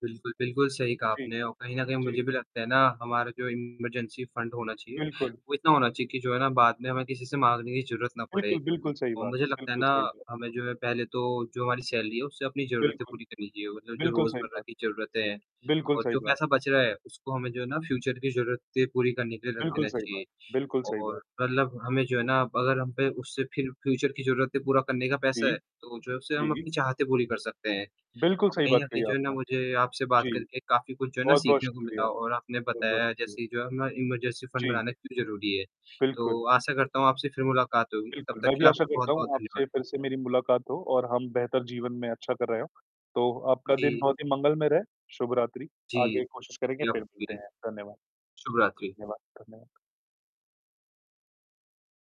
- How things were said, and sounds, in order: static; distorted speech; in English: "इमरजेंसी फंड"; in English: "सैलरी"; in English: "फ्यूचर"; in English: "फ्यूचर"; in English: "इमरजेंसी फंड"
- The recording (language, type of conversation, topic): Hindi, unstructured, आपको आपातकालीन निधि क्यों बनानी चाहिए?